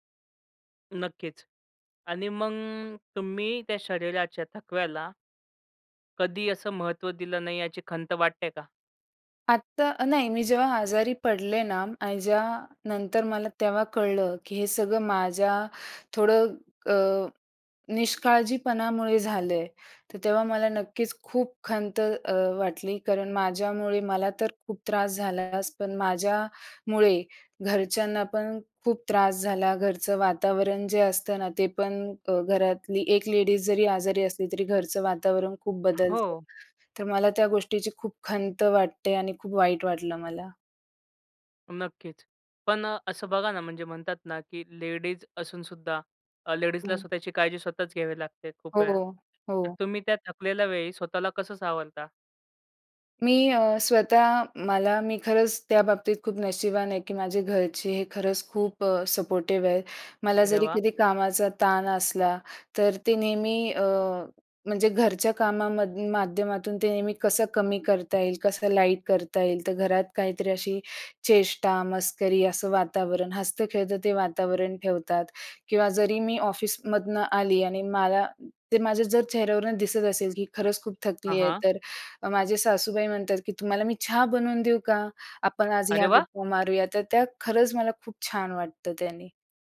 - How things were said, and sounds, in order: other background noise; "सावरता" said as "सावलता"; in English: "सपोर्टिव्ह"; surprised: "अरे वा!"
- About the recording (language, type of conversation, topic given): Marathi, podcast, तुमचे शरीर आता थांबायला सांगत आहे असे वाटल्यावर तुम्ही काय करता?